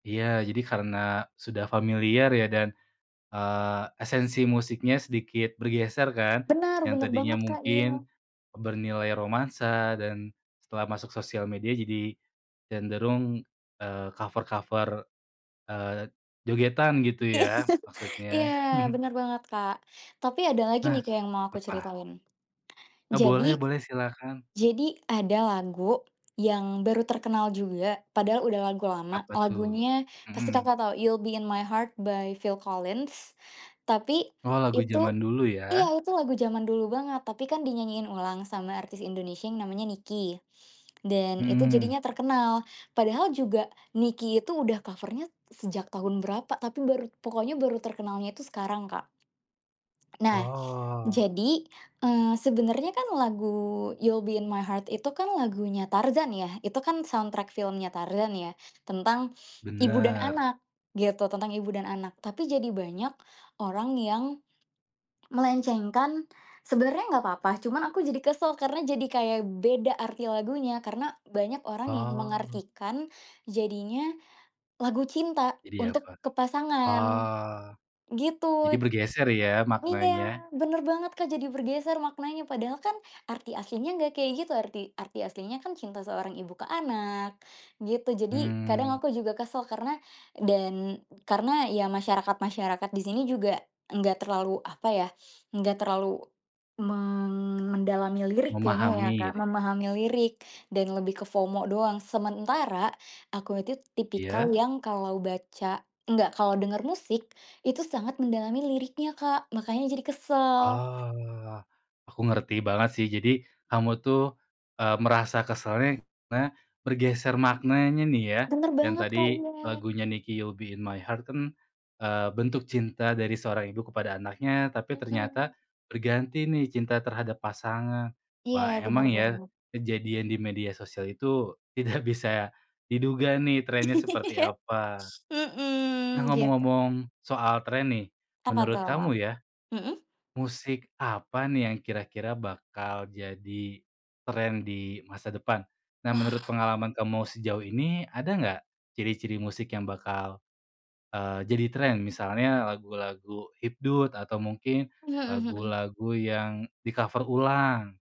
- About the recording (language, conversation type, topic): Indonesian, podcast, Bagaimana perasaanmu tentang lagu yang tiba-tiba viral di media sosial?
- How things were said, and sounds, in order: chuckle; in English: "by"; tapping; in English: "soundtrack"; in English: "FOMO"; other background noise; giggle; laughing while speaking: "Iya"